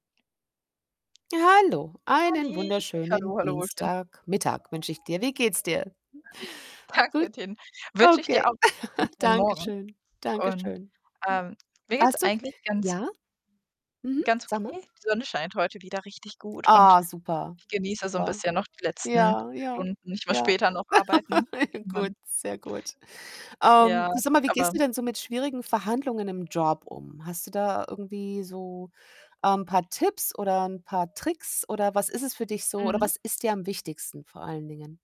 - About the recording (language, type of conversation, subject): German, unstructured, Wie gehst du mit schwierigen Verhandlungen im Job um?
- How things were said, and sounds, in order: other background noise; music; static; chuckle; laughing while speaking: "Danke"; unintelligible speech; laugh; distorted speech; laugh